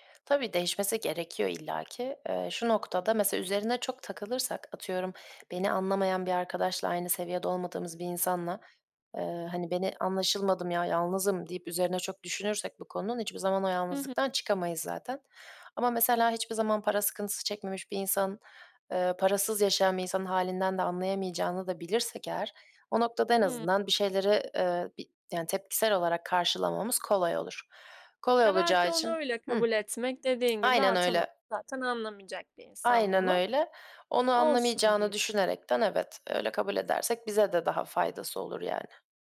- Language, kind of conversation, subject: Turkish, podcast, Topluluk içinde yalnızlığı azaltmanın yolları nelerdir?
- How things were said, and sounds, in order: tapping; other background noise